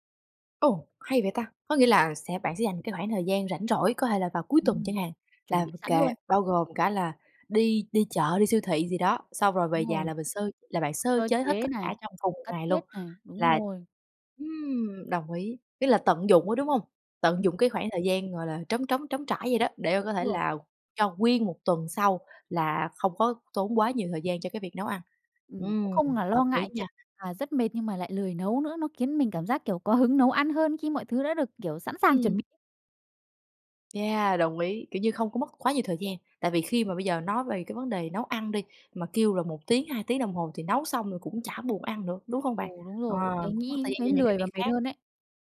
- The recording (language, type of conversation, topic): Vietnamese, podcast, Làm sao để nấu ăn ngon khi ngân sách eo hẹp?
- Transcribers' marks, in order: tapping; other background noise; unintelligible speech